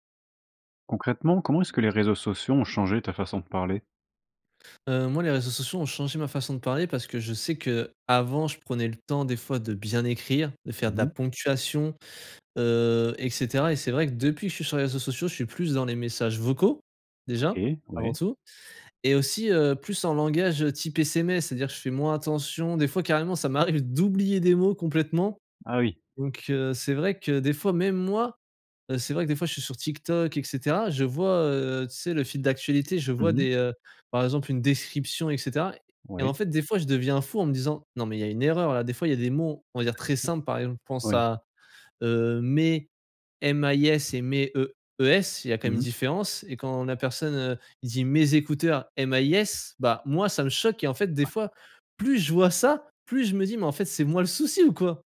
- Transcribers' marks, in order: stressed: "avant"; stressed: "vocaux"; stressed: "d'oublier"; laugh; tapping; surprised: "c'est moi le souci ou quoi ?"
- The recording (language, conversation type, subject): French, podcast, Comment les réseaux sociaux ont-ils changé ta façon de parler ?